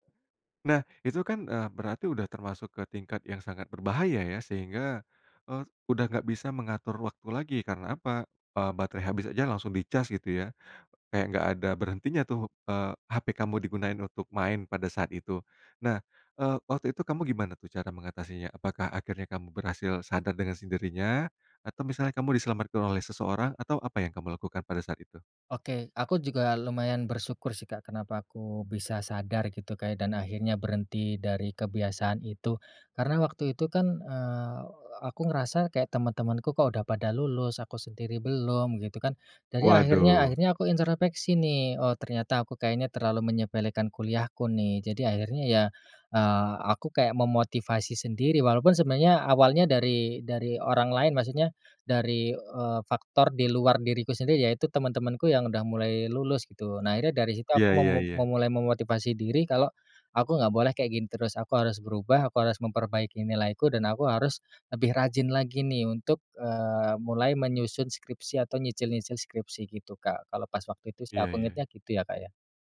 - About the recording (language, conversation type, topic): Indonesian, podcast, Pernah nggak aplikasi bikin kamu malah nunda kerja?
- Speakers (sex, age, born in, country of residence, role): male, 30-34, Indonesia, Indonesia, guest; male, 35-39, Indonesia, Indonesia, host
- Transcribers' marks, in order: none